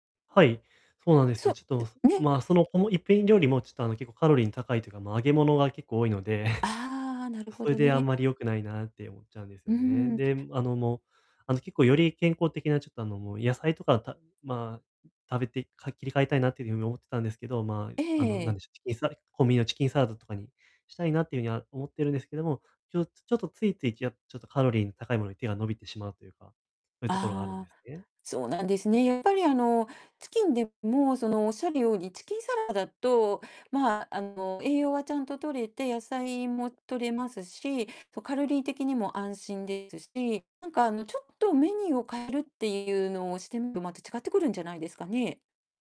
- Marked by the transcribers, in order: tapping; other background noise; distorted speech; chuckle; unintelligible speech
- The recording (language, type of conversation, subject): Japanese, advice, 間食が多くて困っているのですが、どうすれば健康的に間食を管理できますか？